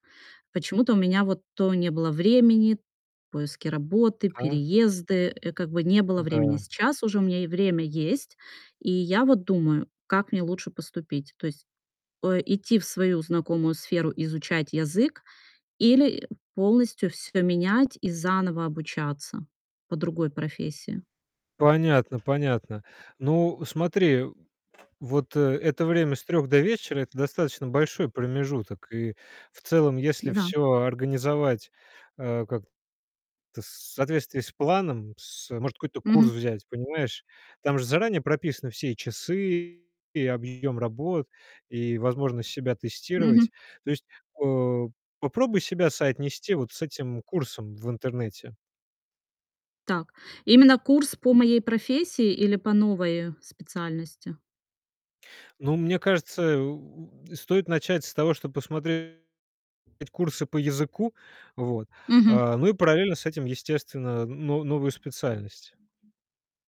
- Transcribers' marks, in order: other background noise; tapping; distorted speech
- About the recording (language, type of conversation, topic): Russian, advice, Как вы планируете вернуться к учёбе или сменить профессию в зрелом возрасте?